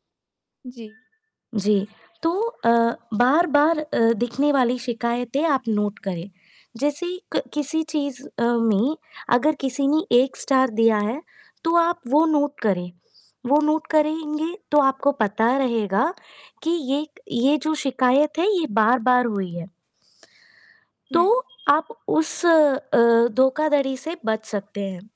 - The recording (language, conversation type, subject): Hindi, advice, ऑनलाइन खरीदारी करते समय असली गुणवत्ता और अच्छी डील की पहचान कैसे करूँ?
- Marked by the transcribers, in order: static; other background noise; distorted speech; in English: "नोट"; in English: "नोट"; in English: "नोट"; tapping